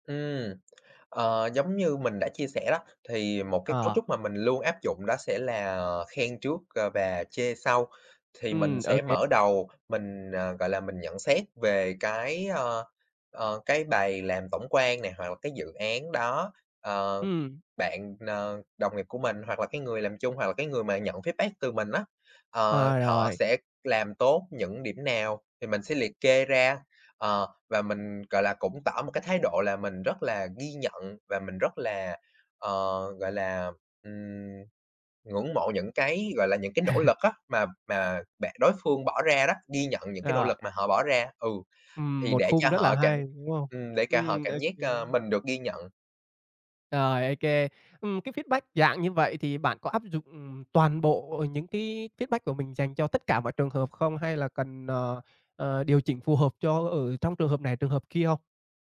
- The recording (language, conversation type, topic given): Vietnamese, podcast, Bạn nghĩ thế nào về văn hóa phản hồi trong công việc?
- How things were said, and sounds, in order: in English: "feedback"; chuckle; tapping; in English: "feedback"; in English: "feedback"